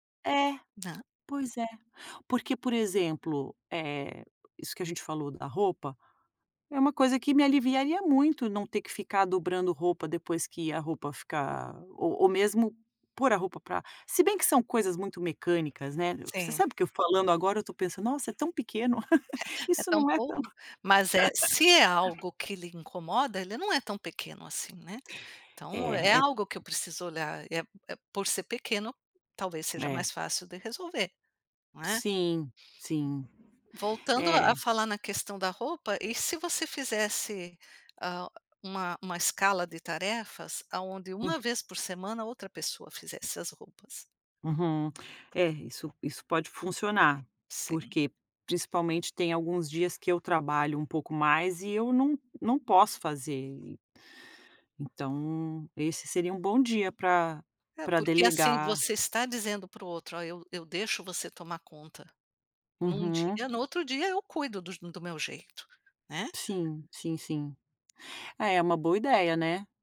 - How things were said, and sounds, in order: tapping; laugh; other background noise
- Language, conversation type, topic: Portuguese, advice, Como posso superar a dificuldade de delegar tarefas no trabalho ou em casa?
- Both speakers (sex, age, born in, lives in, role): female, 50-54, Brazil, United States, user; female, 55-59, Brazil, United States, advisor